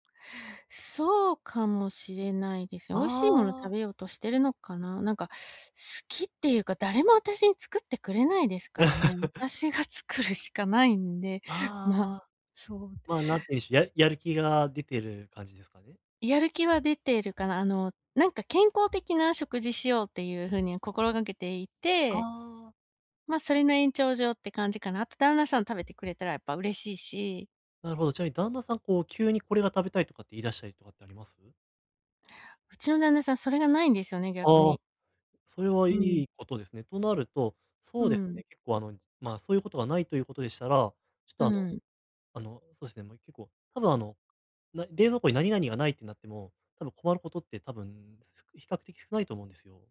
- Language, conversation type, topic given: Japanese, advice, 衝動買いを防ぐ習慣を身につけるには、何から始めればよいですか？
- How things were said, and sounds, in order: laugh; laughing while speaking: "作るしかないんで"